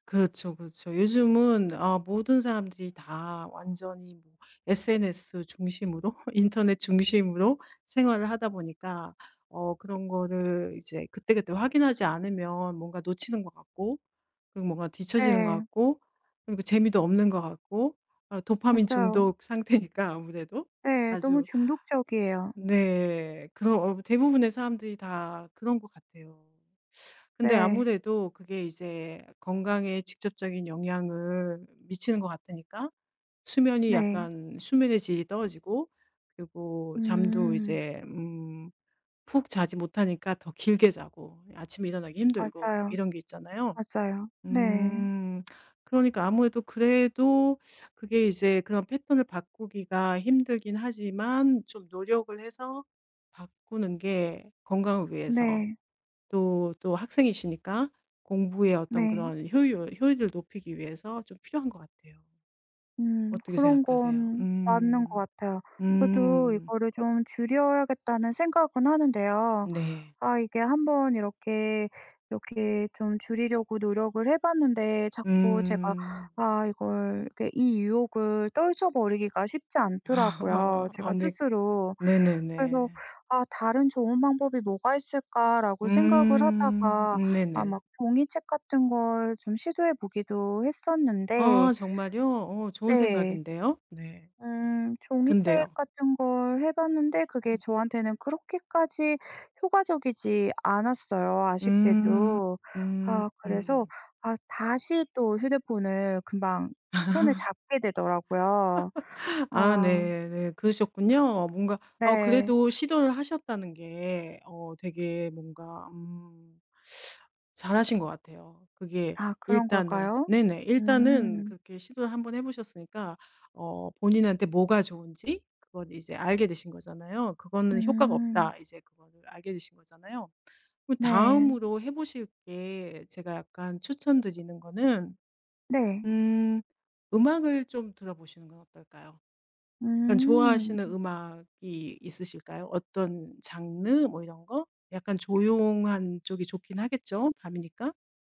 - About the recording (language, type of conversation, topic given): Korean, advice, 아침에 일어나기 힘들어 중요한 일정을 자주 놓치는데 어떻게 하면 좋을까요?
- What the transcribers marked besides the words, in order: laughing while speaking: "중심으로"; laughing while speaking: "상태니까"; other background noise; laugh; teeth sucking; laugh